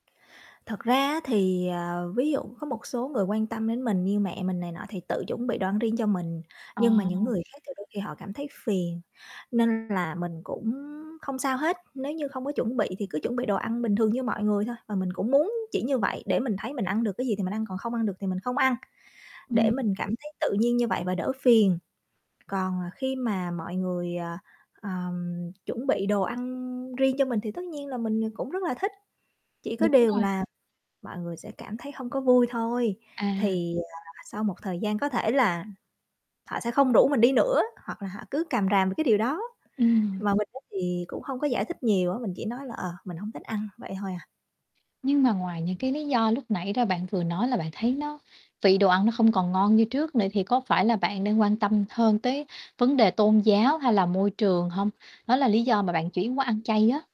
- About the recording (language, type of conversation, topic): Vietnamese, advice, Bạn nên làm gì khi người thân không ủng hộ thói quen ăn uống mới của bạn?
- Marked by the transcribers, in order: static; tapping; distorted speech; other background noise; mechanical hum